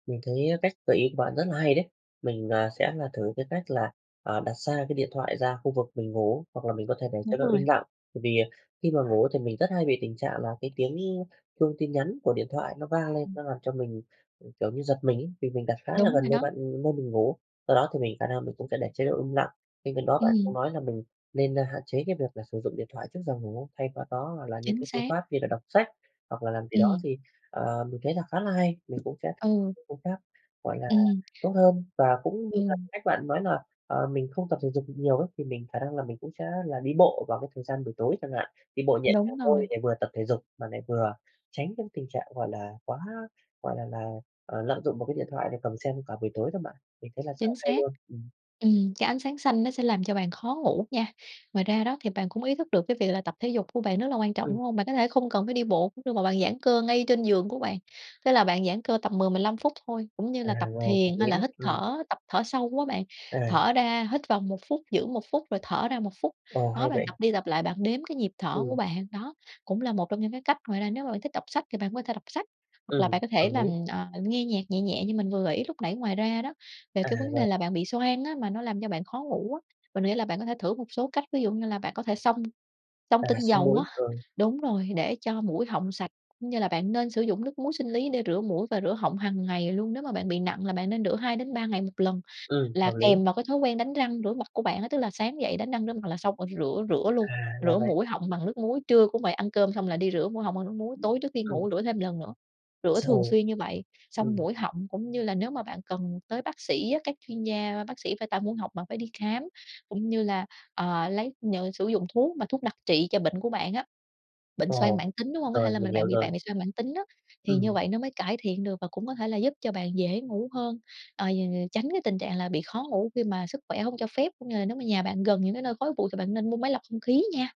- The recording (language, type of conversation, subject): Vietnamese, advice, Bạn bị khó ngủ, trằn trọc cả đêm phải không?
- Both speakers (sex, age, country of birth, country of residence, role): female, 30-34, Vietnam, Vietnam, advisor; male, 35-39, Vietnam, Vietnam, user
- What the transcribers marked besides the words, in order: other background noise; tapping